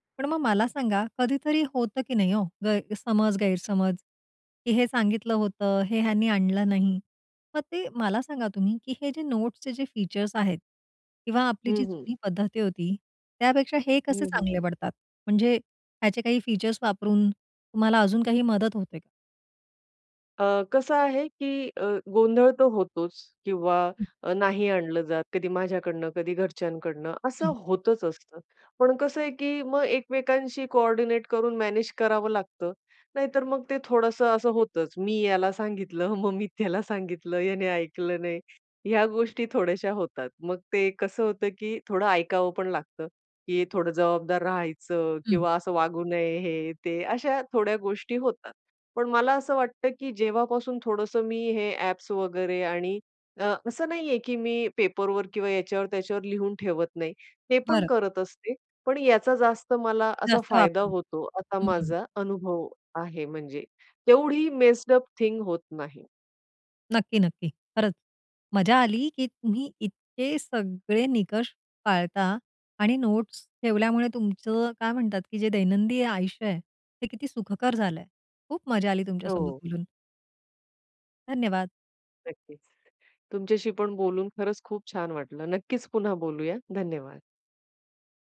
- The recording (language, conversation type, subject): Marathi, podcast, नोट्स ठेवण्याची तुमची सोपी पद्धत काय?
- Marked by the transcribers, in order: in English: "नोट्सचे"; in English: "फीचर्स"; tapping; in English: "फीचर्स"; in English: "कोऑर्डिनेट"; in English: "मॅनेज"; laughing while speaking: "मी याला सांगितलं, मग मी … गोष्टी थोड्याशा होतात"; in English: "मेस्डअप थिंग"; in English: "नोट्स"